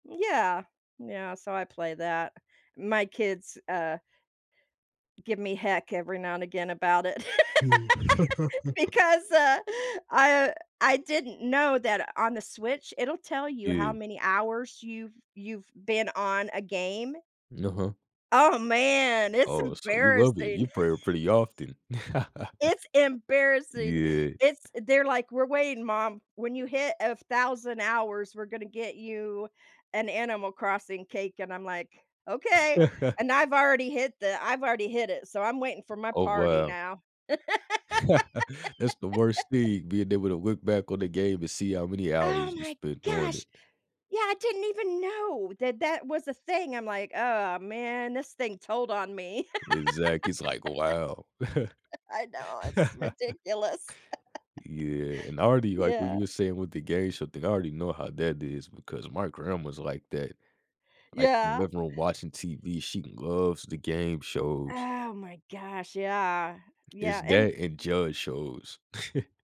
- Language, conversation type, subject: English, unstructured, What small daily habit brings you the most happiness?
- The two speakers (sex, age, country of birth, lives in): female, 60-64, United States, United States; male, 20-24, United States, United States
- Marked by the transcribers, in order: laugh; chuckle; laugh; laugh; laugh; laugh; put-on voice: "I know. It's ridiculous"; chuckle; laugh; laugh; chuckle